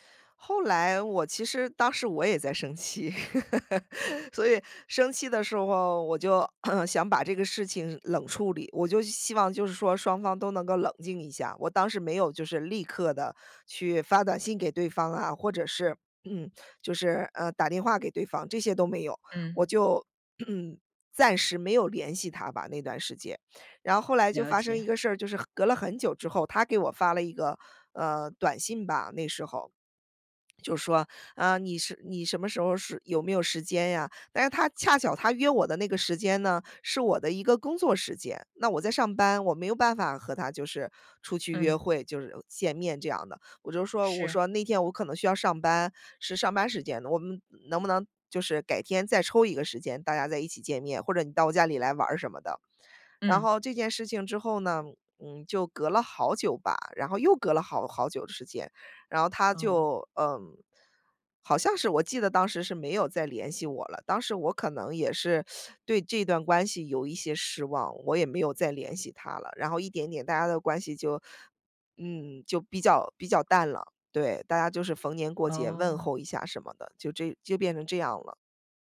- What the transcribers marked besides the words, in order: laughing while speaking: "气"; laugh; throat clearing; throat clearing; throat clearing; teeth sucking
- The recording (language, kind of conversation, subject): Chinese, podcast, 遇到误会时你通常怎么化解？